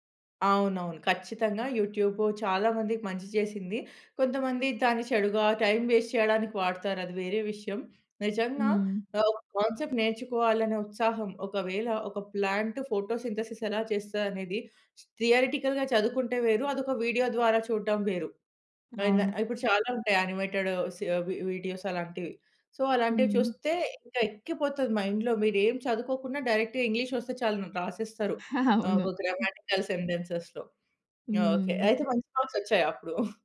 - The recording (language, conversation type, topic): Telugu, podcast, పరీక్షల ఒత్తిడిని తగ్గించుకోవడానికి మనం ఏమి చేయాలి?
- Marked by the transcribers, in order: in English: "టైం వేస్ట్"; in English: "కాన్సెప్ట్"; in English: "ప్లాంట్ ఫోటోసింథసిస్"; in English: "థియరెటికల్‌గా"; in English: "వీడియోస్"; in English: "సో"; in English: "మైండ్‌లో"; in English: "డైరెక్ట్‌గా"; chuckle; other background noise; in English: "గ్రామాటికల్ సెంటెన్సెస్‌లో"; in English: "మార్క్స్"; giggle